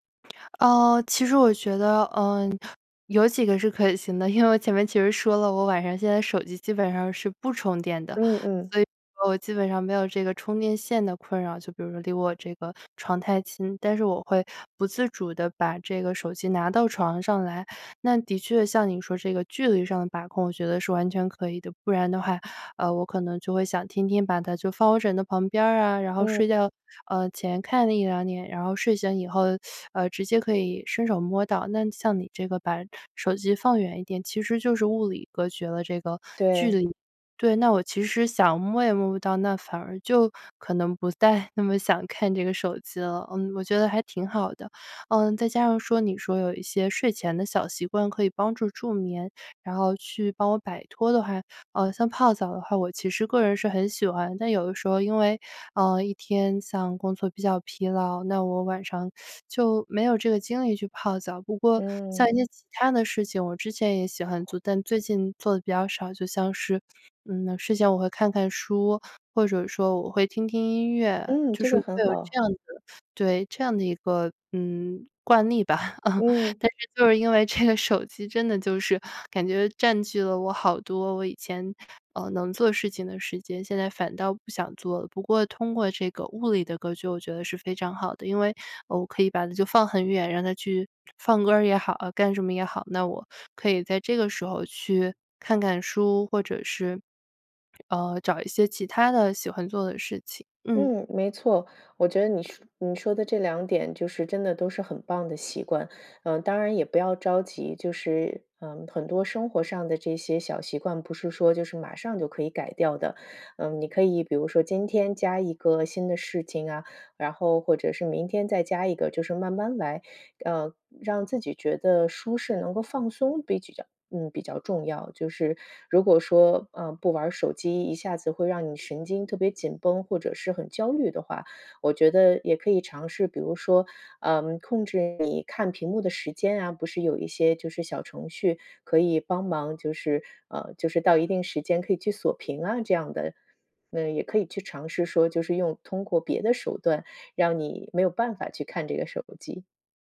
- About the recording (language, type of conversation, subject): Chinese, advice, 晚上玩手机会怎样影响你的睡前习惯？
- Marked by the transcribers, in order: other background noise; teeth sucking; teeth sucking; swallow; laugh